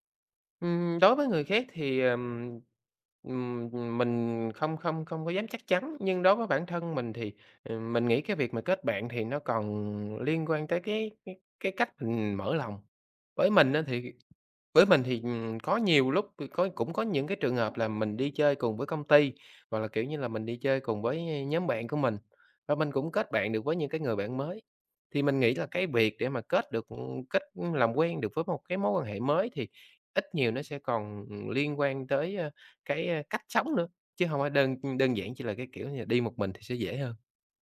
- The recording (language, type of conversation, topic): Vietnamese, podcast, Bạn có thể kể về một chuyến đi mà trong đó bạn đã kết bạn với một người lạ không?
- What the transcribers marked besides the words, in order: other background noise; tapping